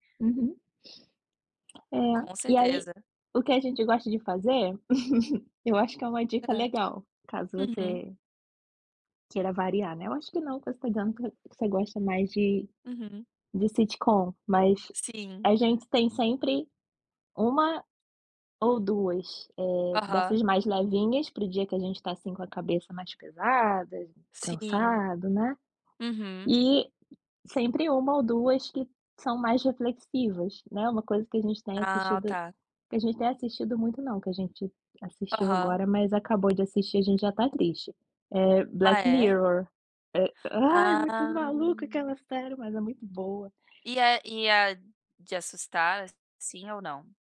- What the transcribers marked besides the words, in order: tapping; chuckle; in English: "sitcom"; drawn out: "Ah"
- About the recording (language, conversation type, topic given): Portuguese, unstructured, Como você decide entre ler um livro e assistir a uma série?